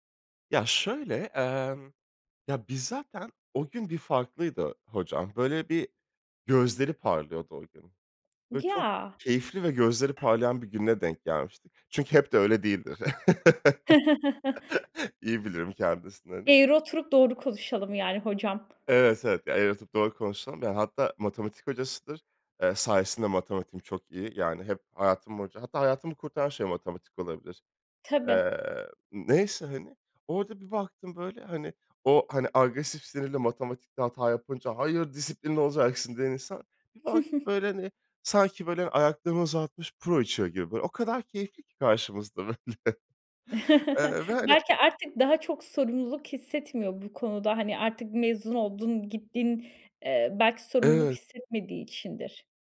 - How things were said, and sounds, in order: tapping; chuckle; chuckle; chuckle; laughing while speaking: "böyle"
- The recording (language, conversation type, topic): Turkish, podcast, Beklenmedik bir karşılaşmanın hayatını değiştirdiği zamanı anlatır mısın?